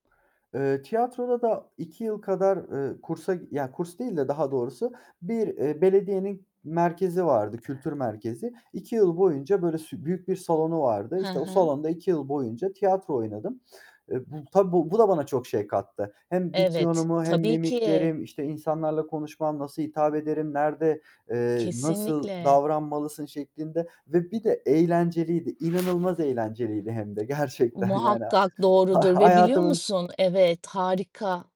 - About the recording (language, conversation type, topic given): Turkish, podcast, Okulda seni derinden etkileyen bir öğretmenini anlatır mısın?
- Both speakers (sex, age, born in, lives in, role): female, 40-44, Turkey, Portugal, host; male, 35-39, Turkey, Poland, guest
- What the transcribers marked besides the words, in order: tapping; static; mechanical hum; distorted speech; background speech; other background noise; laughing while speaking: "gerçekten yani"